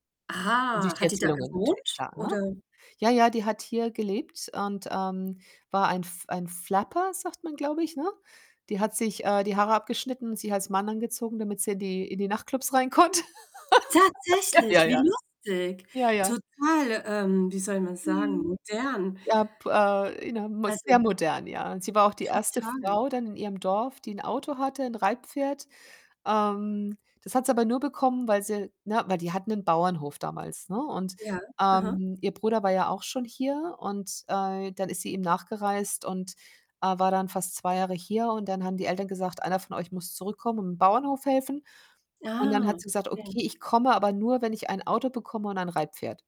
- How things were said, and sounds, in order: distorted speech; in English: "Flapper"; laughing while speaking: "konnte"; laugh; unintelligible speech
- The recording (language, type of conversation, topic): German, unstructured, Wann hast du zum ersten Mal davon geträumt, die Welt zu bereisen?